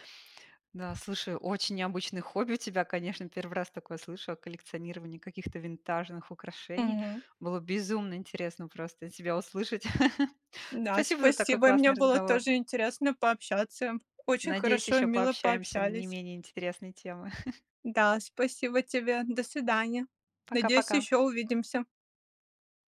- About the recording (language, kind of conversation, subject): Russian, podcast, Какое у вас любимое хобби и как и почему вы им увлеклись?
- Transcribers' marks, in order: stressed: "безумно"; chuckle; chuckle